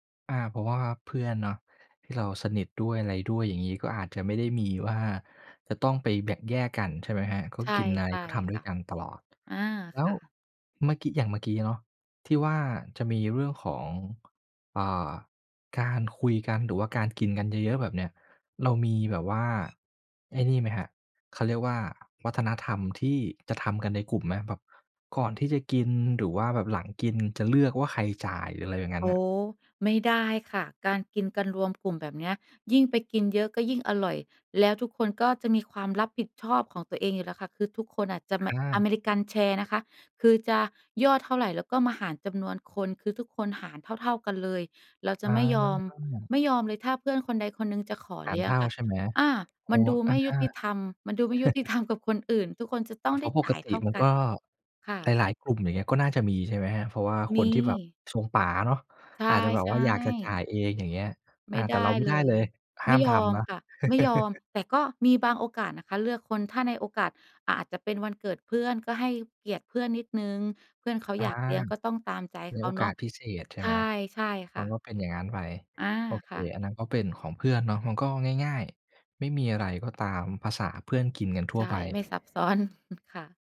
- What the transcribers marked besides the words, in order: door; chuckle; chuckle; laughing while speaking: "ซ้อน"; chuckle
- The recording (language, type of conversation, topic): Thai, podcast, เวลารับประทานอาหารร่วมกัน คุณมีธรรมเนียมหรือมารยาทอะไรบ้าง?
- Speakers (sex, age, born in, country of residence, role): female, 35-39, Thailand, Thailand, guest; male, 25-29, Thailand, Thailand, host